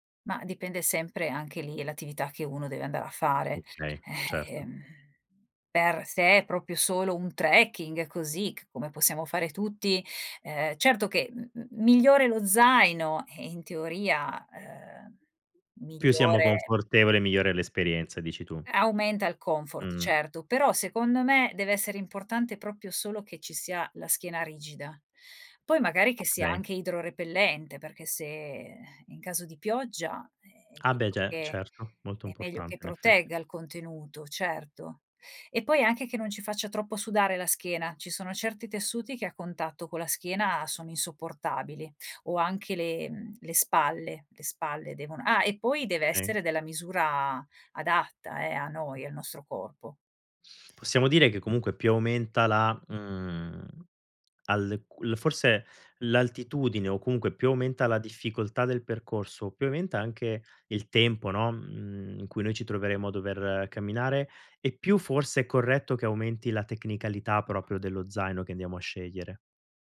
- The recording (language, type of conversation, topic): Italian, podcast, Quali sono i tuoi consigli per preparare lo zaino da trekking?
- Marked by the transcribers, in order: "proprio" said as "propio"